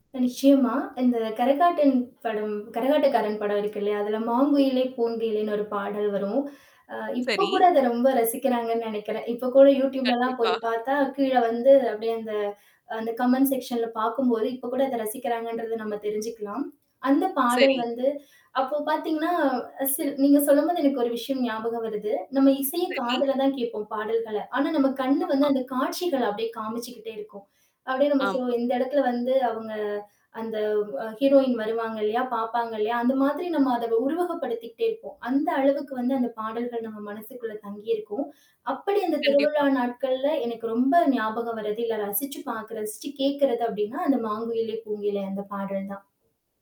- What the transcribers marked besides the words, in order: static; "நிச்சயமா" said as "கன்ஷியு மா"; "கரகாட்டக்காரன்" said as "கரகாட்டன்"; tapping; in English: "கமெண்ட் செக்ஷன்ல"; distorted speech
- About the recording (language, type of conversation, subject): Tamil, podcast, பழைய பாடல்களை கேட்டாலே நினைவுகள் வந்துவிடுமா, அது எப்படி நடக்கிறது?